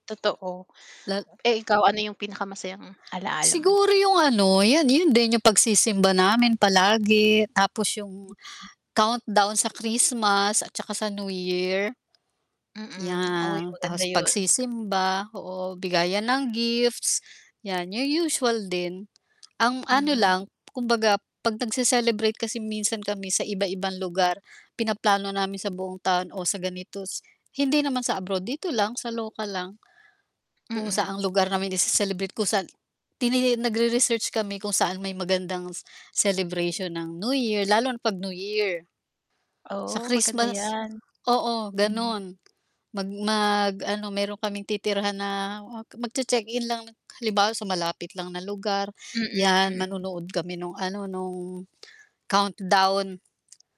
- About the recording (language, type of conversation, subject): Filipino, unstructured, Paano mo ipinagdiriwang ang Pasko kasama ang pamilya mo?
- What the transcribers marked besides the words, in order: tapping; mechanical hum; static; distorted speech; other background noise; sniff